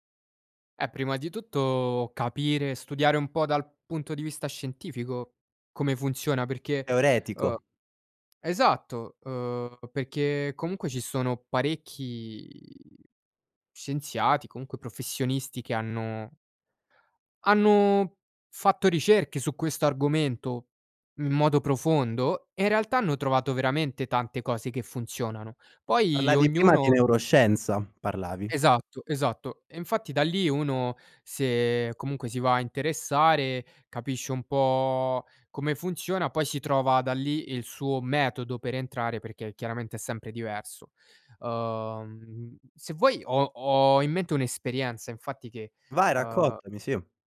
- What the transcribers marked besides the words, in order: none
- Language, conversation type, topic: Italian, podcast, Cosa fai per entrare in uno stato di flow?